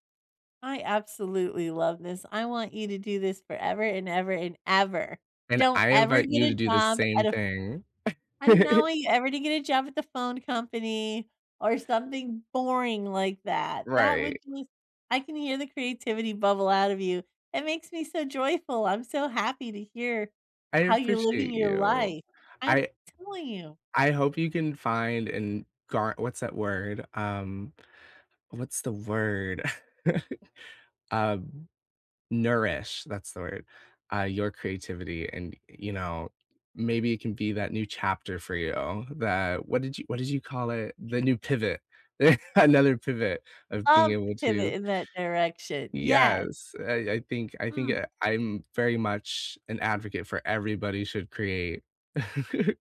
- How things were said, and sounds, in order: laugh; laugh; other background noise; laugh; laugh
- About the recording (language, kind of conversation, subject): English, unstructured, Which part of your childhood routine is still part of your life today, and how has it evolved?
- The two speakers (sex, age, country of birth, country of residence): female, 20-24, United States, United States; female, 50-54, United States, United States